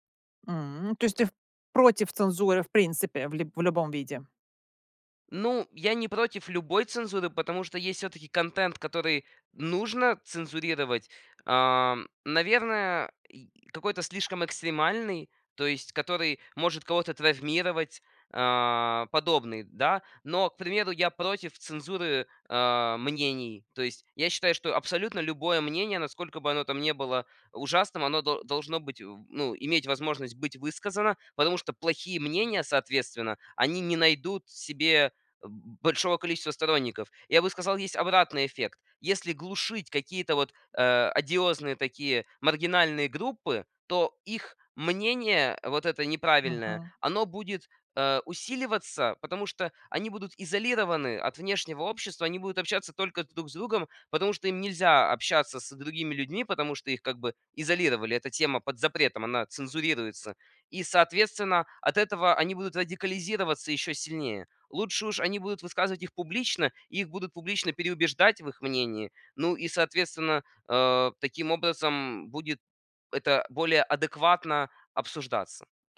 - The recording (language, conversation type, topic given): Russian, podcast, Как YouTube изменил наше восприятие медиа?
- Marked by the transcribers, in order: none